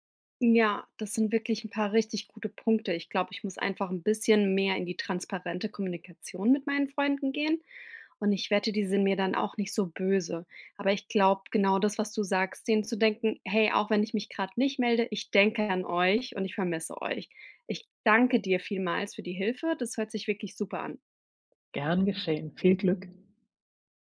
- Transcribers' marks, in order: none
- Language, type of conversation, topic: German, advice, Wie kann ich mein soziales Netzwerk nach einem Umzug in eine neue Stadt langfristig pflegen?